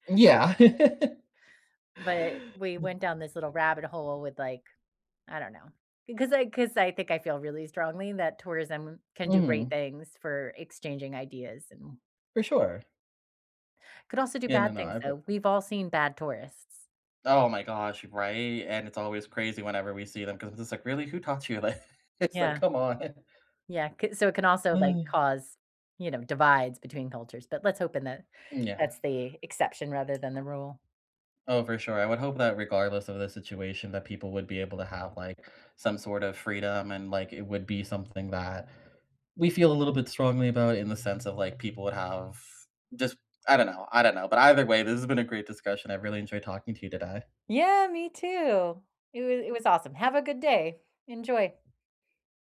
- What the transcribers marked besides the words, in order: chuckle; unintelligible speech; laughing while speaking: "Like, it's like, Come on"; background speech; tapping; other background noise; other street noise
- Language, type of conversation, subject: English, unstructured, Should locals have the final say over what tourists can and cannot do?